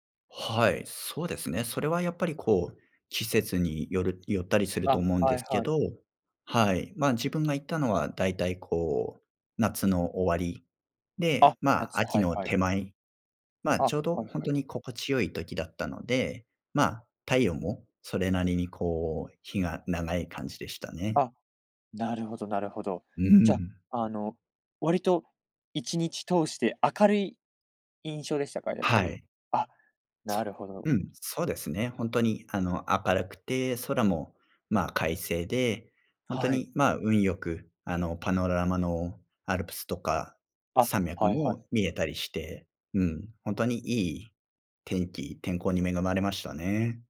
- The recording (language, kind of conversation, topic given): Japanese, podcast, 最近の自然を楽しむ旅行で、いちばん心に残った瞬間は何でしたか？
- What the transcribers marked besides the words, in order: none